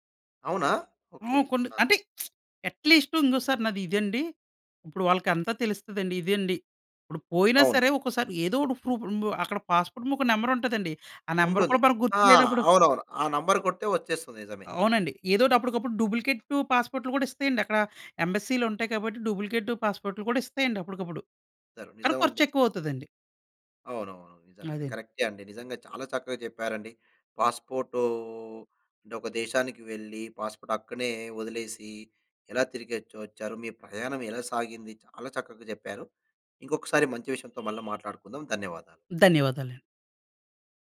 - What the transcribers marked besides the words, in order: other noise; unintelligible speech; other background noise; drawn out: "పాస్పోర్టూ"; in English: "పాస్పోర్ట్"; horn
- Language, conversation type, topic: Telugu, podcast, పాస్‌పోర్టు లేదా ఫోన్ కోల్పోవడం వల్ల మీ ప్రయాణం ఎలా మారింది?